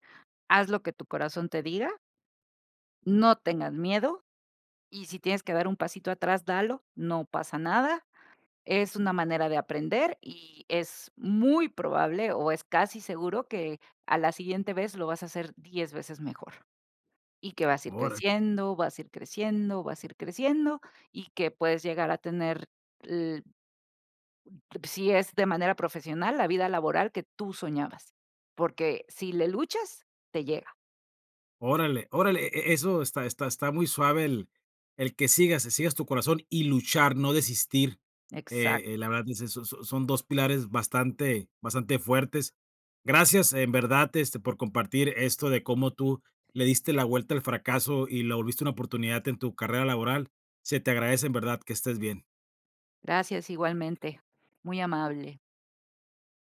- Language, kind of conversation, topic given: Spanish, podcast, ¿Cuándo aprendiste a ver el fracaso como una oportunidad?
- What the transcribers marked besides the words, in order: other background noise